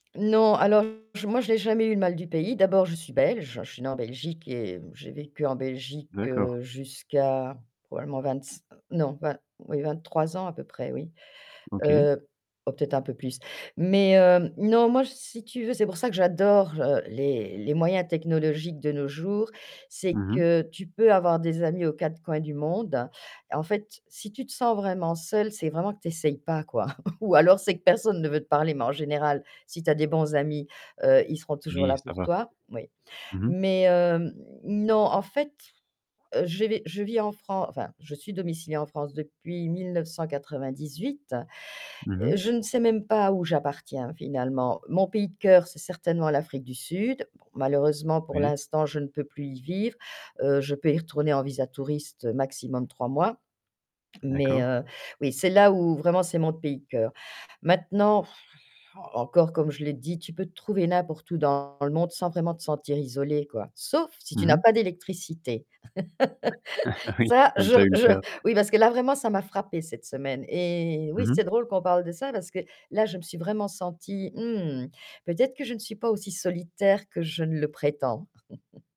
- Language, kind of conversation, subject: French, podcast, Qu’est-ce qui aide le plus à ne plus se sentir isolé ?
- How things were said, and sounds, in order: distorted speech; tapping; static; chuckle; blowing; laugh; laughing while speaking: "Ça, je je oui"; other noise; chuckle; chuckle